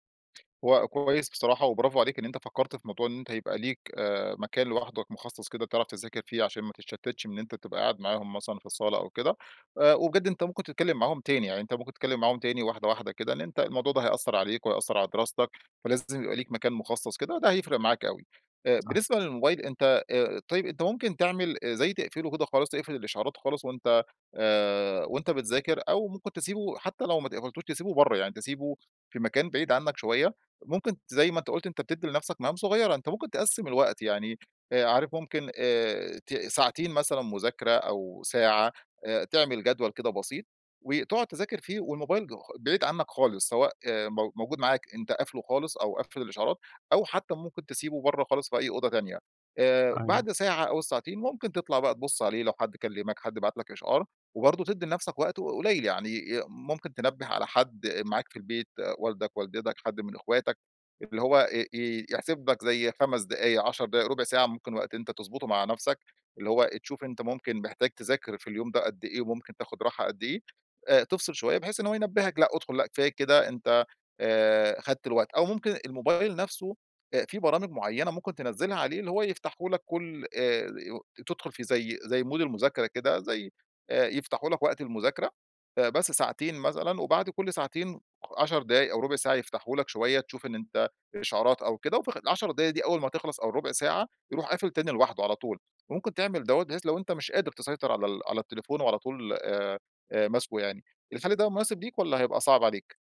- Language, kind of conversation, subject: Arabic, advice, إزاي أتعامل مع التشتت وقلة التركيز وأنا بشتغل أو بذاكر؟
- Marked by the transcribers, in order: tapping; in English: "مود"; other background noise